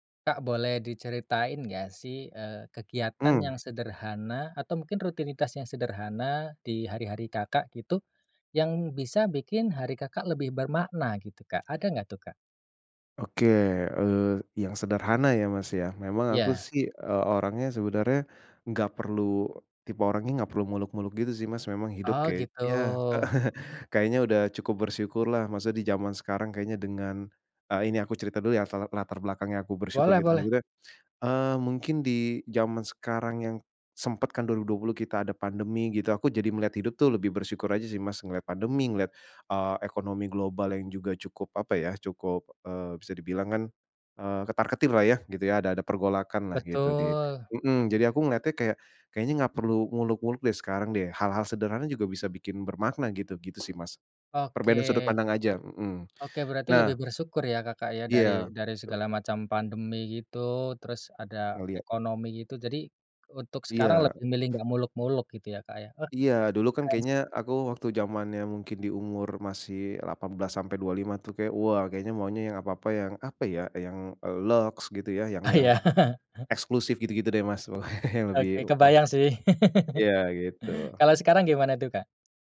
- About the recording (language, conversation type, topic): Indonesian, podcast, Kegiatan sederhana apa yang membuat harimu lebih bermakna?
- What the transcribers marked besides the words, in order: chuckle; unintelligible speech; tapping; other background noise; laughing while speaking: "Ah, ya"; in English: "lux"; laughing while speaking: "pokoknya"; chuckle